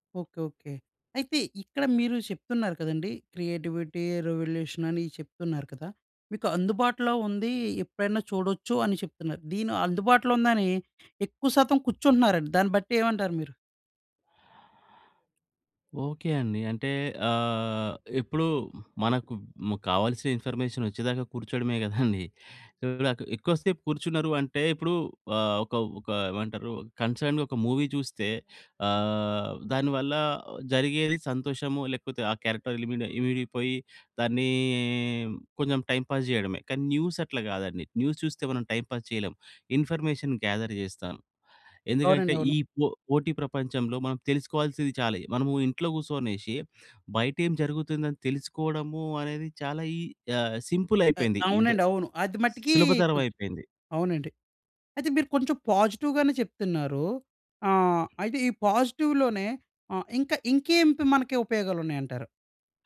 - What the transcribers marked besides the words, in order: in English: "క్రియేటివిటీ, రివల్యూషన్"; other background noise; drawn out: "ఆహ్"; in English: "ఇన్ఫర్మేషన్"; laughing while speaking: "గదండీ"; in English: "కన్సర్డ్‌గా"; drawn out: "ఆహ్"; in English: "క్యారెక్టర్"; drawn out: "దాన్నీ"; in English: "టైమ్ పాస్"; in English: "న్యూస్"; in English: "న్యూస్"; in English: "టైమ్ పాస్"; in English: "ఇన్ఫర్మేషన్ గ్యా‌ధర్"; in English: "సింపుల్"; other noise; in English: "పాజిటివ్‌గానే"; in English: "పాజిటివ్‌లోనే"
- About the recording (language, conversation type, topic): Telugu, podcast, డిజిటల్ మీడియా మీ సృజనాత్మకతపై ఎలా ప్రభావం చూపుతుంది?